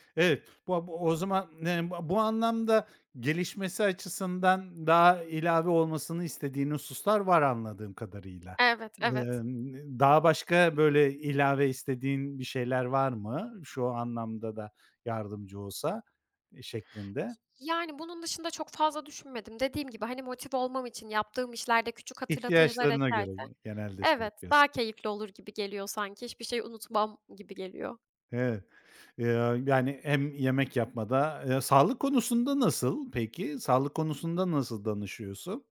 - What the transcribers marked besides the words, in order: other background noise
- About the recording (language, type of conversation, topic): Turkish, podcast, Yapay zekâ günlük kararlarını etkileyecek mi, sen ne düşünüyorsun?
- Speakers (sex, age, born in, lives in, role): female, 25-29, Turkey, Germany, guest; male, 55-59, Turkey, Spain, host